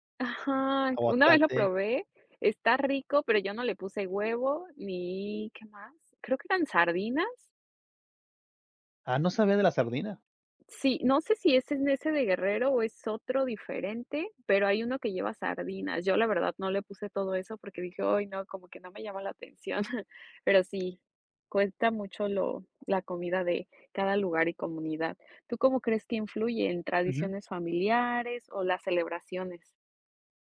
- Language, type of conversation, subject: Spanish, unstructured, ¿Qué papel juega la comida en la identidad cultural?
- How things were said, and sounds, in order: other background noise; chuckle